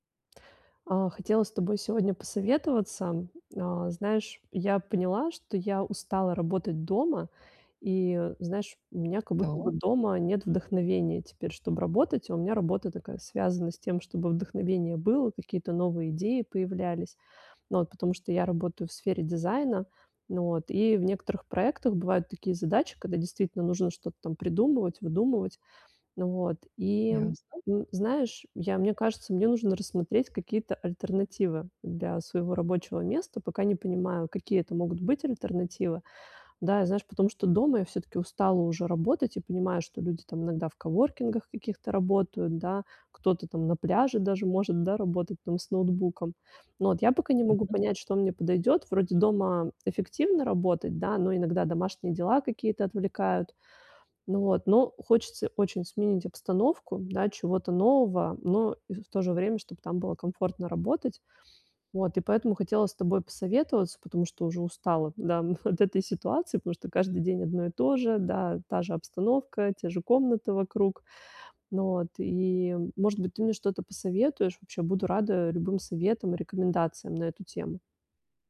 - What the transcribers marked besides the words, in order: unintelligible speech
- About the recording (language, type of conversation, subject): Russian, advice, Как смена рабочего места может помочь мне найти идеи?